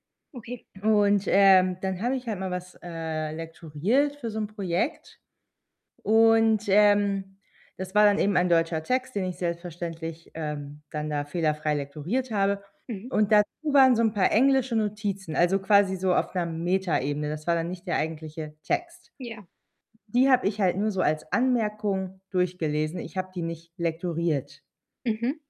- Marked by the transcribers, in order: other background noise; distorted speech
- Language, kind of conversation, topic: German, advice, Wie kann ich Feedback annehmen, ohne mich persönlich verletzt zu fühlen?